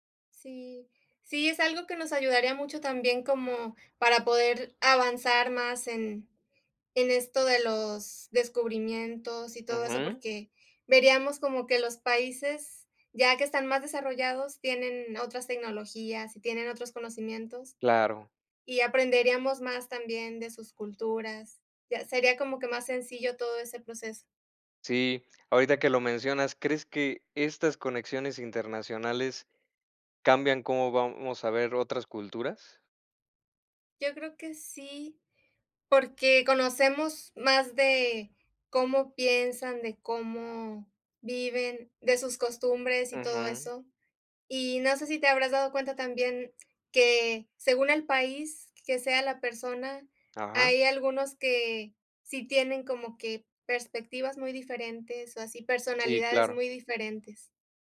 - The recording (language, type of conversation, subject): Spanish, unstructured, ¿Te sorprende cómo la tecnología conecta a personas de diferentes países?
- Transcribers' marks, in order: none